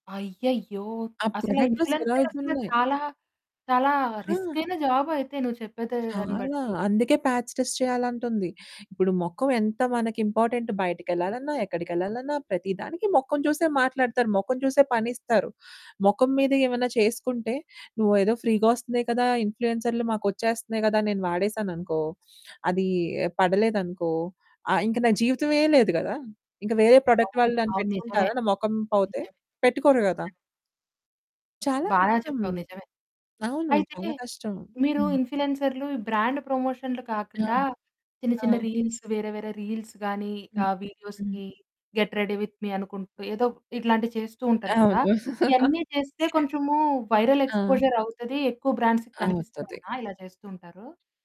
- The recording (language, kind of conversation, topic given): Telugu, podcast, ఇన్ఫ్లుఎన్సర్‌లు డబ్బు ఎలా సంపాదిస్తారు?
- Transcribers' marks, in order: distorted speech; in English: "సేల్"; in English: "పాచ్ టెస్ట్"; in English: "ఫ్రీగా"; in English: "ప్రొడక్ట్"; in English: "బ్రాండ్"; other background noise; in English: "రీల్స్"; in English: "వీడియోస్‌కి గెట్ రెడీ విత్ మీ"; chuckle; in English: "వైరల్ ఎక్స్‌పోజర్"; in English: "బ్రాండ్స్‌కి"